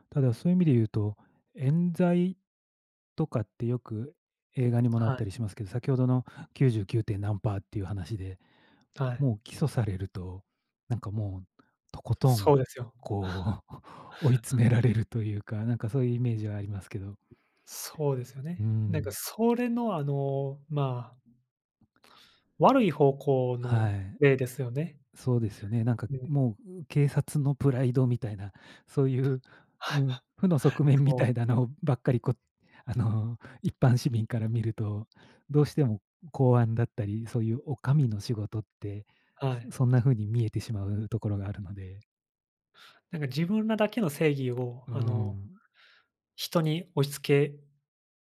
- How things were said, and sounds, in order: laughing while speaking: "こう、追い詰められるというか"; chuckle; tapping; chuckle
- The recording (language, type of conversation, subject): Japanese, unstructured, 政府の役割はどこまであるべきだと思いますか？